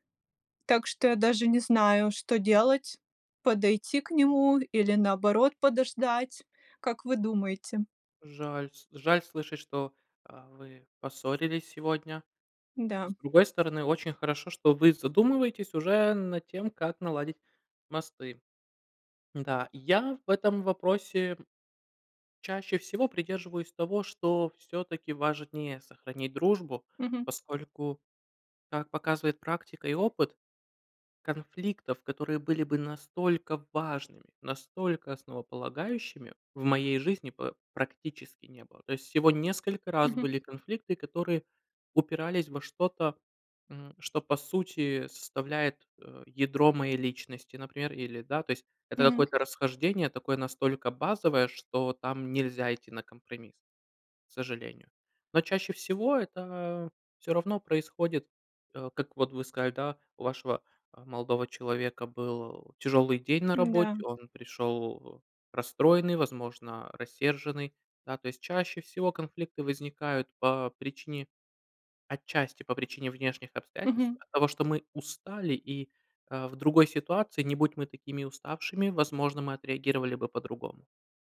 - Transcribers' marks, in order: other background noise
- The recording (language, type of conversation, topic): Russian, unstructured, Что важнее — победить в споре или сохранить дружбу?